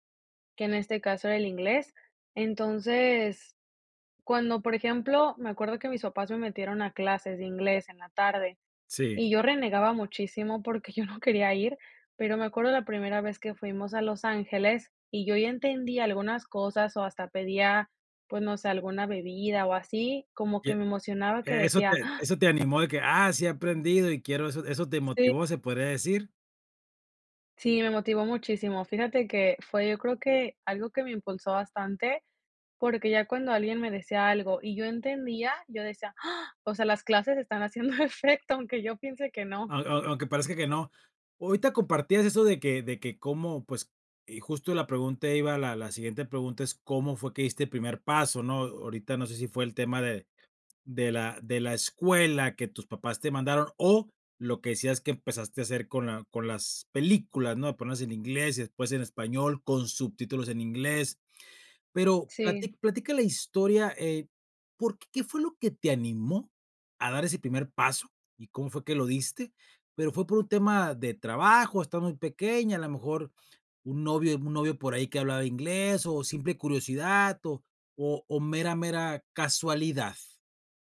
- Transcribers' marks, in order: laughing while speaking: "yo no quería ir"; laughing while speaking: "efecto"
- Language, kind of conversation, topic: Spanish, podcast, ¿Cómo empezaste a estudiar un idioma nuevo y qué fue lo que más te ayudó?